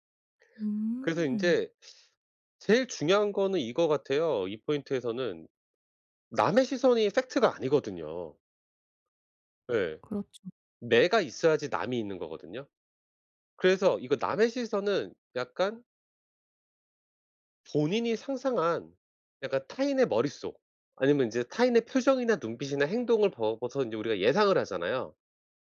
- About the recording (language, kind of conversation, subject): Korean, advice, 남들의 시선 속에서도 진짜 나를 어떻게 지킬 수 있을까요?
- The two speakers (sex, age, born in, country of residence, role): female, 35-39, South Korea, Germany, user; male, 40-44, South Korea, United States, advisor
- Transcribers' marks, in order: put-on voice: "fact가"; in English: "fact가"